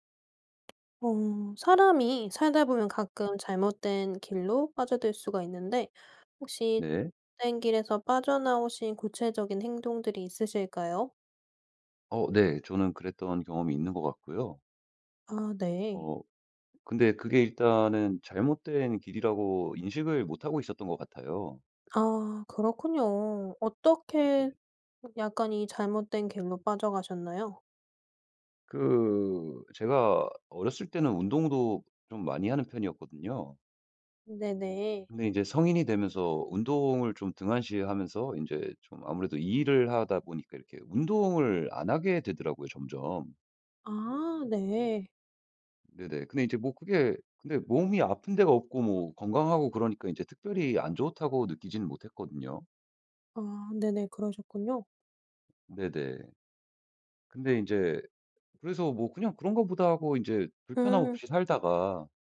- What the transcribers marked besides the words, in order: tapping; other background noise
- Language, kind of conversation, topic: Korean, podcast, 잘못된 길에서 벗어나기 위해 처음으로 어떤 구체적인 행동을 하셨나요?